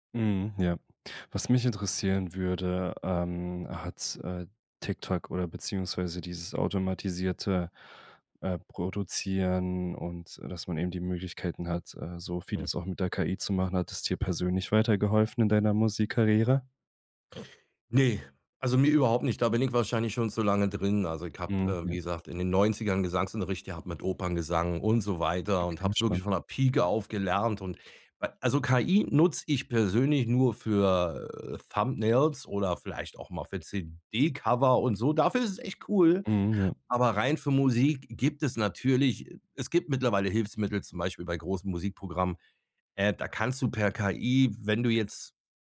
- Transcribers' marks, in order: none
- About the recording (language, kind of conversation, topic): German, podcast, Wie verändert TikTok die Musik- und Popkultur aktuell?